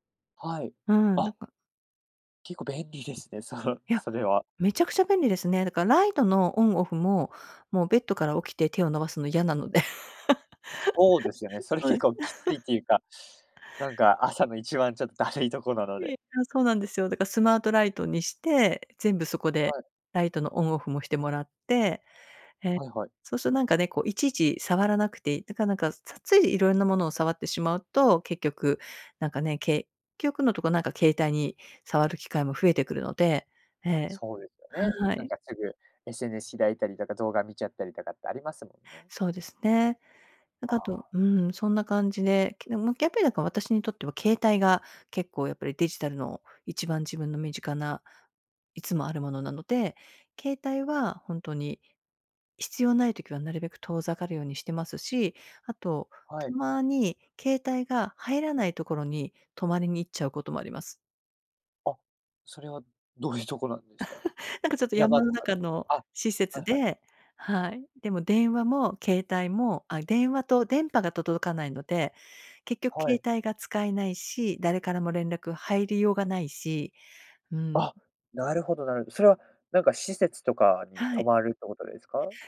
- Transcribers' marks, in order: laughing while speaking: "嫌なので。そうです"; chuckle
- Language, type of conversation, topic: Japanese, podcast, デジタルデトックスを試したことはありますか？